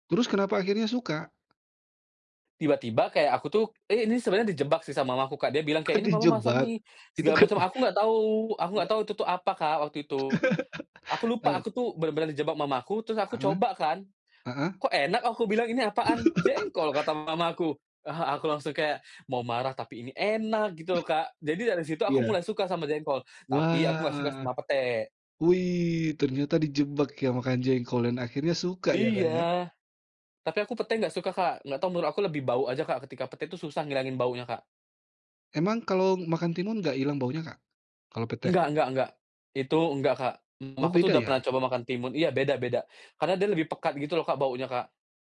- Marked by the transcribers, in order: tapping; chuckle; laugh; other background noise; drawn out: "Wah"
- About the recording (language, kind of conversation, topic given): Indonesian, podcast, Aroma masakan apa yang langsung membuat kamu teringat rumah?